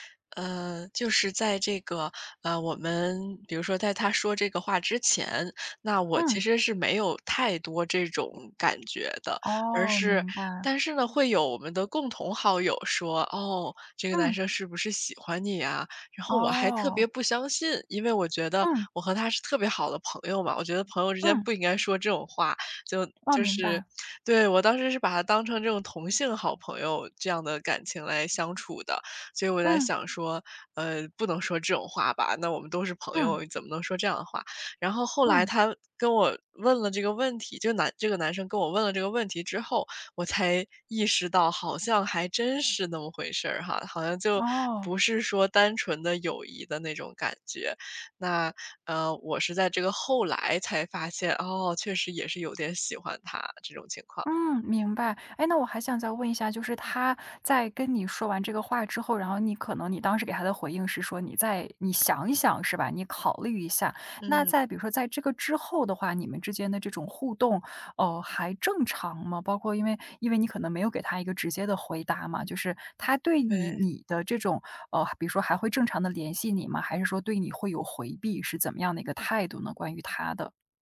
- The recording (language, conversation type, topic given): Chinese, advice, 我害怕表白会破坏友谊，该怎么办？
- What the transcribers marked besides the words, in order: none